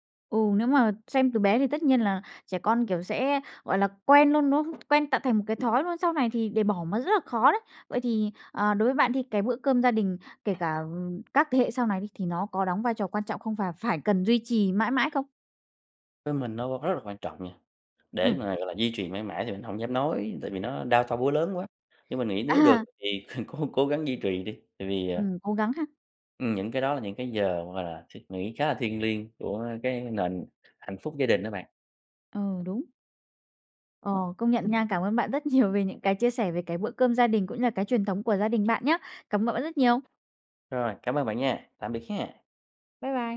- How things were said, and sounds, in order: other background noise; tapping; horn; laughing while speaking: "À"; chuckle; laughing while speaking: "nhiều"
- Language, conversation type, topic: Vietnamese, podcast, Gia đình bạn có truyền thống nào khiến bạn nhớ mãi không?